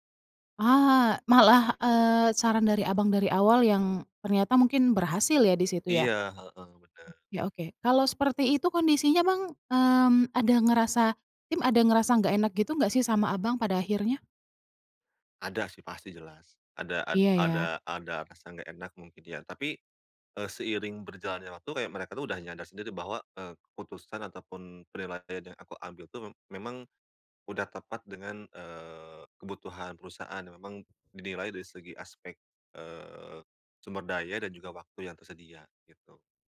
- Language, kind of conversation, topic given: Indonesian, podcast, Bagaimana kamu menyeimbangkan pengaruh orang lain dan suara hatimu sendiri?
- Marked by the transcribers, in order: none